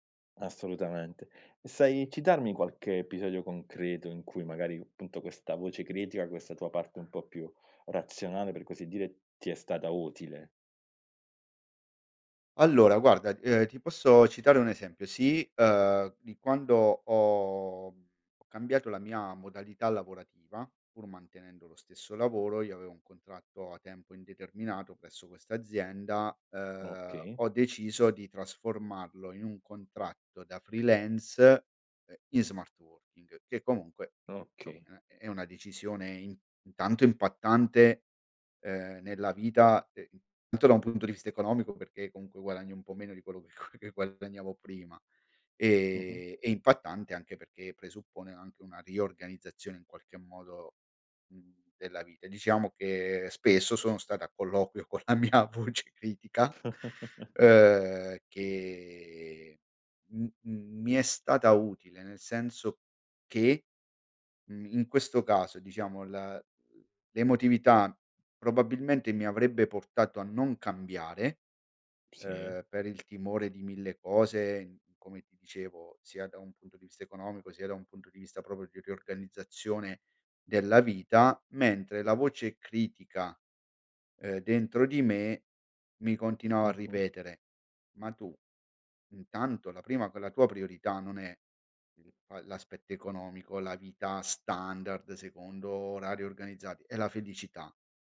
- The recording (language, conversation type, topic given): Italian, podcast, Come gestisci la voce critica dentro di te?
- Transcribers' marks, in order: other background noise; laughing while speaking: "che che"; chuckle; laughing while speaking: "con la mia voce critica"